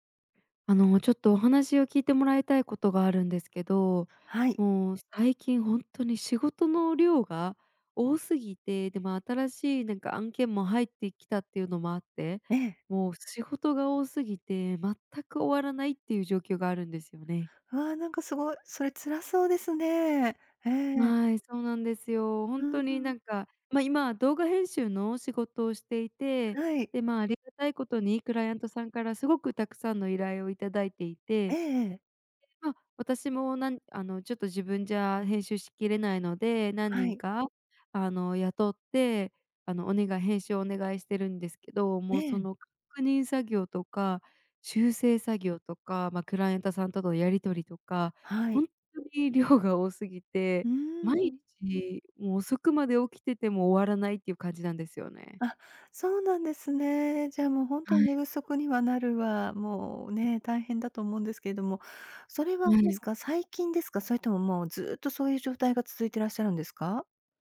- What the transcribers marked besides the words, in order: other background noise
- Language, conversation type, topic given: Japanese, advice, 仕事が多すぎて終わらないとき、どうすればよいですか？